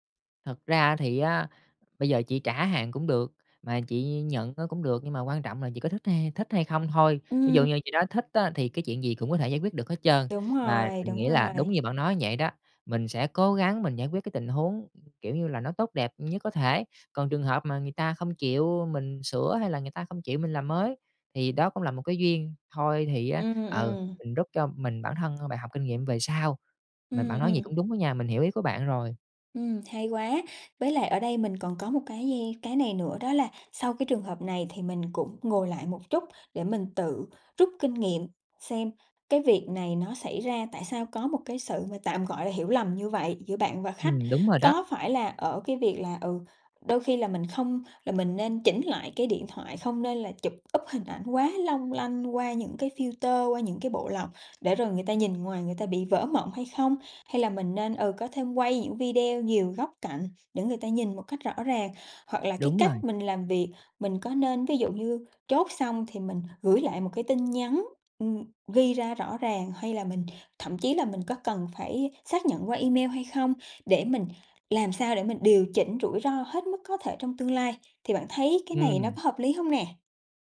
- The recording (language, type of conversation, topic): Vietnamese, advice, Bạn đã nhận phản hồi gay gắt từ khách hàng như thế nào?
- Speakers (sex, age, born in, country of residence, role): female, 30-34, Vietnam, Vietnam, advisor; male, 30-34, Vietnam, Vietnam, user
- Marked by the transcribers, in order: tapping; other background noise; in English: "up"; in English: "filter"